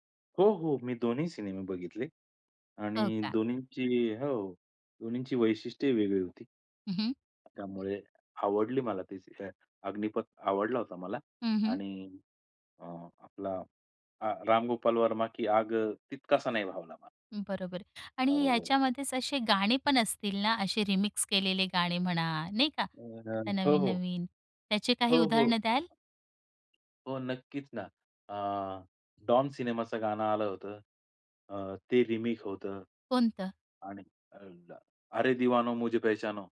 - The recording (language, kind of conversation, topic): Marathi, podcast, रीमिक्स आणि रिमेकबद्दल तुमचं काय मत आहे?
- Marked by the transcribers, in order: other background noise; in English: "रिमिक्स"; "रिमेक" said as "रिमिक"; in Hindi: "अरे दिवानो मुझे पहचानो"